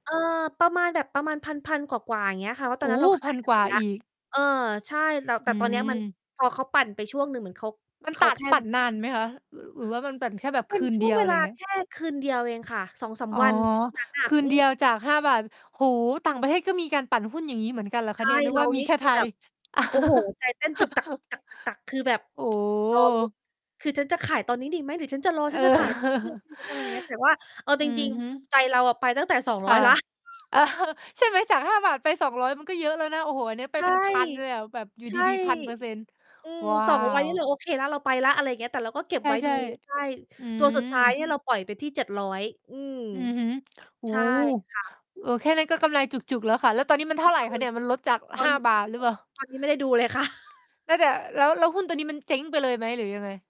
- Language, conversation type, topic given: Thai, unstructured, ควรเริ่มวางแผนการเงินตั้งแต่อายุเท่าไหร่?
- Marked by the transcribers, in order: distorted speech; other background noise; tapping; laugh; chuckle; chuckle; mechanical hum; chuckle